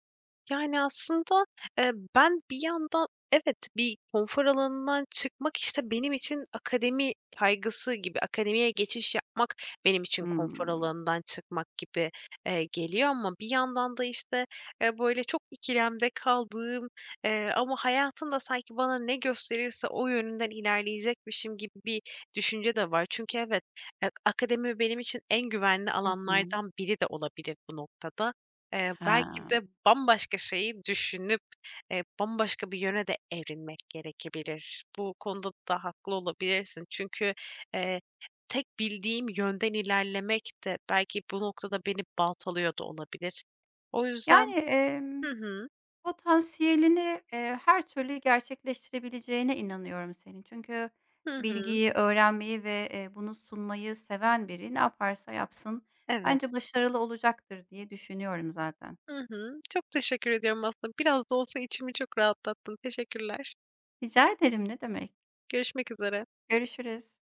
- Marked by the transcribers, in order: other noise; other background noise; tapping
- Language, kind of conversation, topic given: Turkish, advice, Karar verirken duygularım kafamı karıştırdığı için neden kararsız kalıyorum?